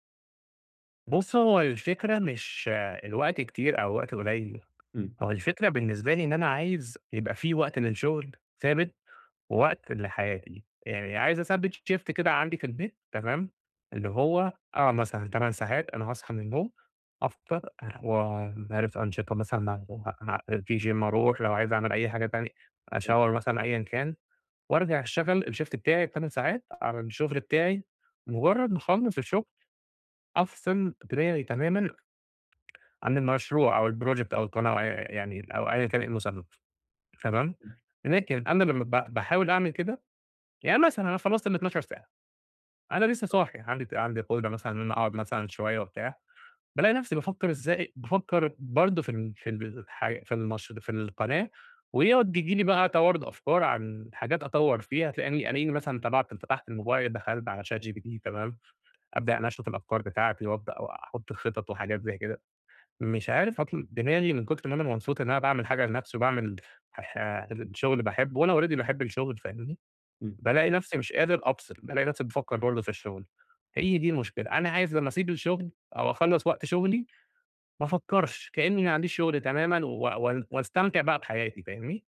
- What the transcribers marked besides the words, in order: tapping; in English: "Shift"; in English: "Gym"; in English: "shower"; in English: "الShift"; other background noise; in English: "الproject"; "مبسوط" said as "منسوط"; in English: "already"
- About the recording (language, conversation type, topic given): Arabic, advice, إزاي أوازن بين شغفي وهواياتي وبين متطلبات حياتي اليومية؟